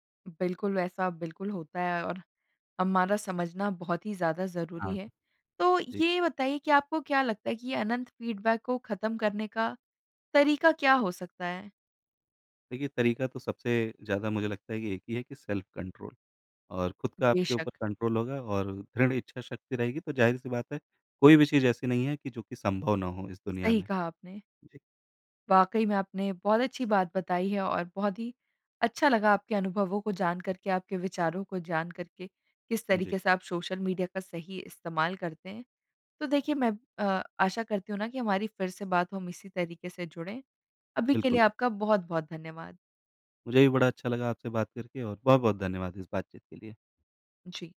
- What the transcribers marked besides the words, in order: in English: "फीडबैक"; in English: "सेल्फ कंट्रोल"; in English: "कंट्रोल"
- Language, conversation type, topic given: Hindi, podcast, सोशल मीडिया की अनंत फीड से आप कैसे बचते हैं?